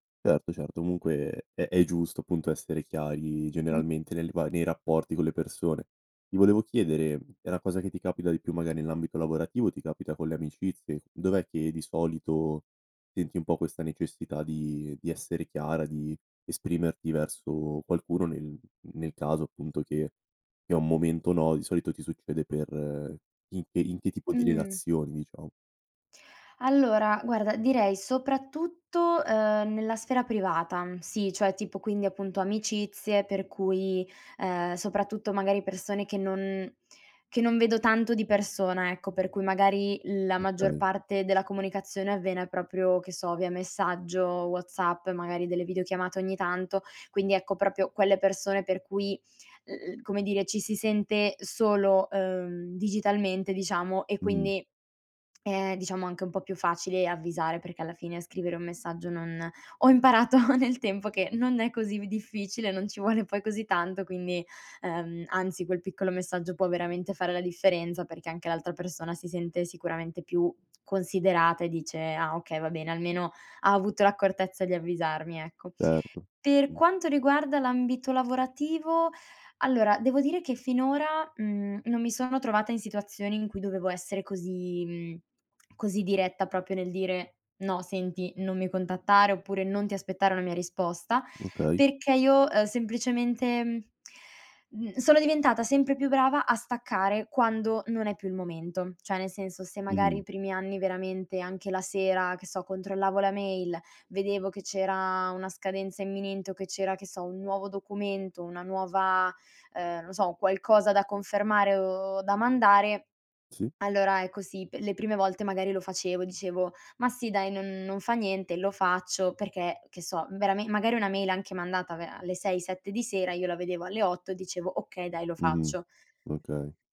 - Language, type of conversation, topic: Italian, podcast, Come stabilisci i confini per proteggere il tuo tempo?
- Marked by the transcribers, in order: tapping; "proprio" said as "propio"; laughing while speaking: "imparato"; laughing while speaking: "vuole"; "proprio" said as "propio"